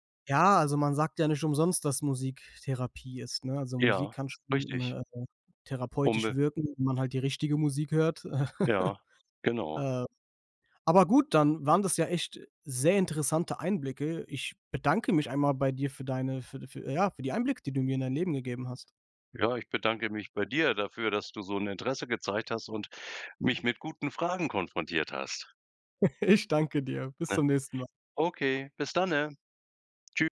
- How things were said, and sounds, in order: chuckle; chuckle
- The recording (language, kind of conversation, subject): German, podcast, Wie gehst du mit Stress im Alltag um?